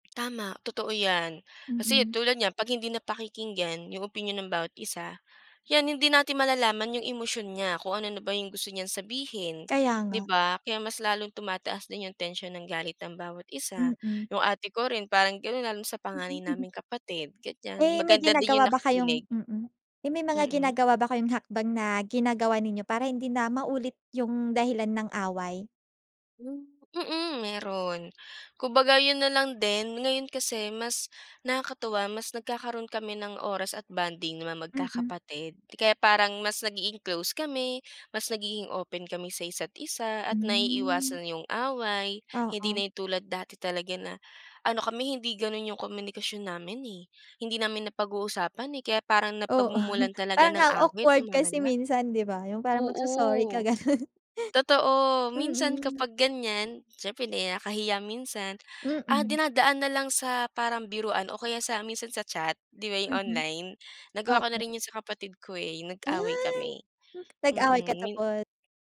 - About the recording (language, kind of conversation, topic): Filipino, podcast, Paano ninyo nilulutas ang mga alitan sa bahay?
- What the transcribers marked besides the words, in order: chuckle; laughing while speaking: "Oo"; laughing while speaking: "ganun"